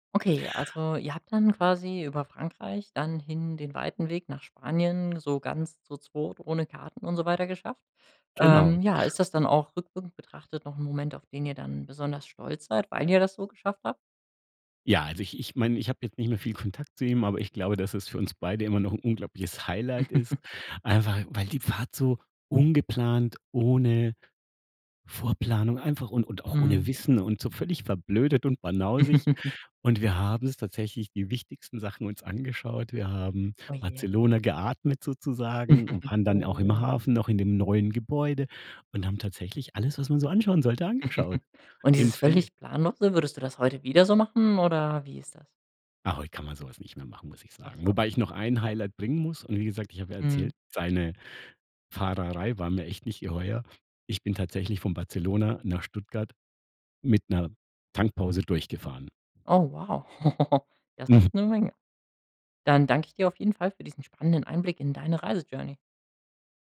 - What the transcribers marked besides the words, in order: giggle; giggle; giggle; giggle; other background noise; laugh; in English: "Journey"
- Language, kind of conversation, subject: German, podcast, Gibt es eine Reise, die dir heute noch viel bedeutet?